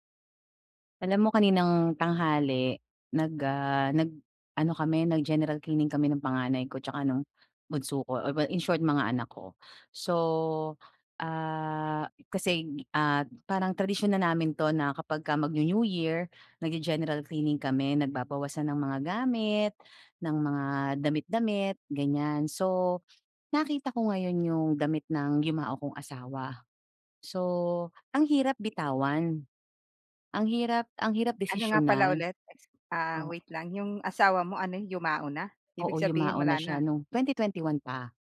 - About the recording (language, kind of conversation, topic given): Filipino, advice, Paano ko mababawasan nang may saysay ang sobrang dami ng gamit ko?
- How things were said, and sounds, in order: other background noise